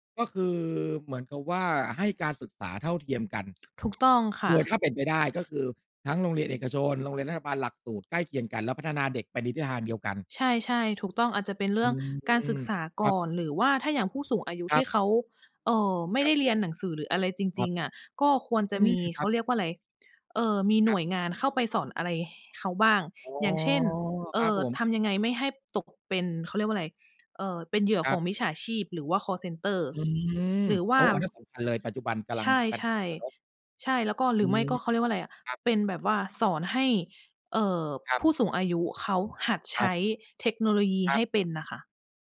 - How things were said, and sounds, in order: none
- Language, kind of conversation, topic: Thai, unstructured, ถ้าคุณเป็นผู้นำประเทศ คุณจะเริ่มแก้ปัญหาอะไรก่อน?